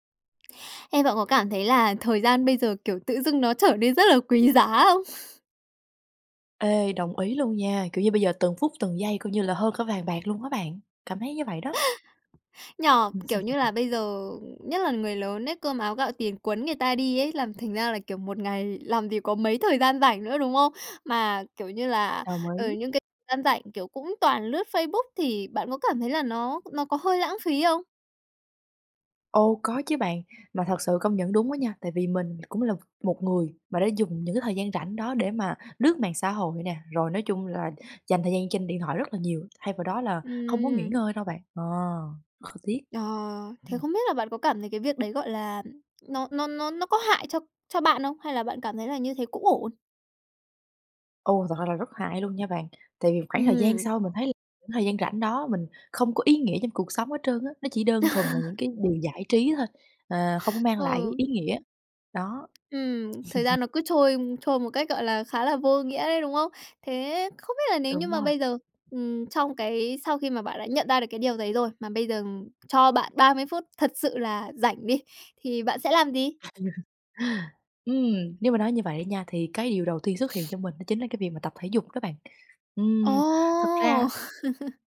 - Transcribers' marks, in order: laughing while speaking: "trở nên rất là quý giá không?"; laugh; other background noise; laugh; tapping; laugh; chuckle; laugh; laugh
- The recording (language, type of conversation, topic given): Vietnamese, podcast, Nếu chỉ có 30 phút rảnh, bạn sẽ làm gì?